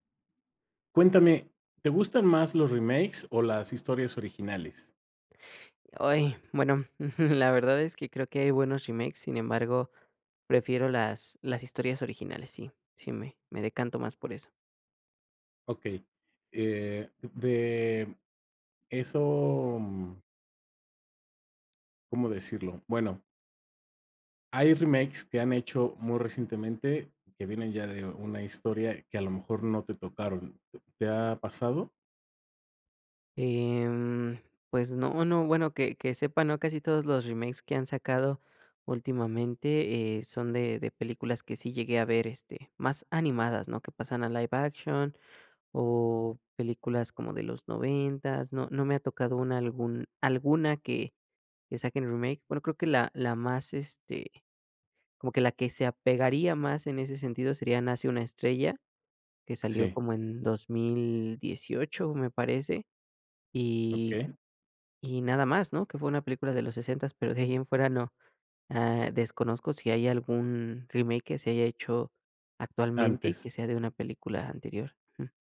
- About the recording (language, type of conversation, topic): Spanish, podcast, ¿Te gustan más los remakes o las historias originales?
- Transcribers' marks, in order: chuckle